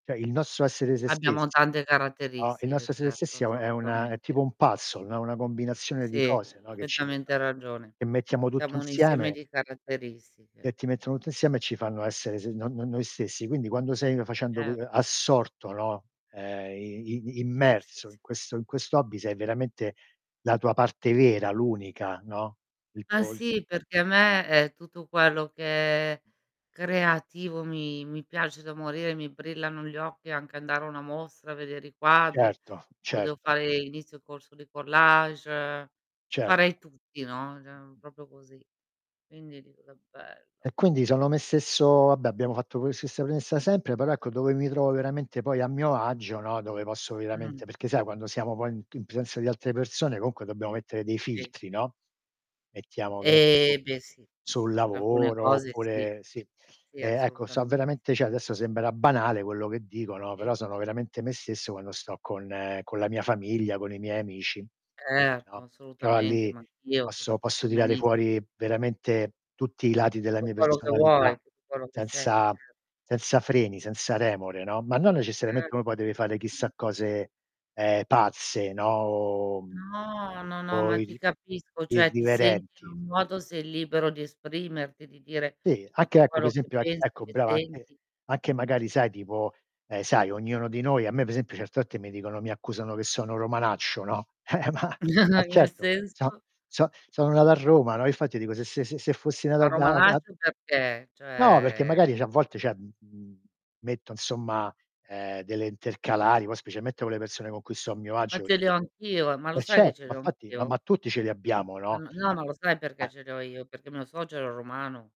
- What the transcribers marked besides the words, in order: "Cioè" said as "ceh"; tapping; "puzzle" said as "pazzol"; static; unintelligible speech; stressed: "assorto"; other background noise; distorted speech; "cioè" said as "ceh"; drawn out: "O"; chuckle; scoff; "cioè" said as "ceh"; "cioè" said as "ceh"; unintelligible speech; "infatti" said as "'nfatti"
- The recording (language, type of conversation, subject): Italian, unstructured, Quali cose ti fanno sentire davvero te stesso?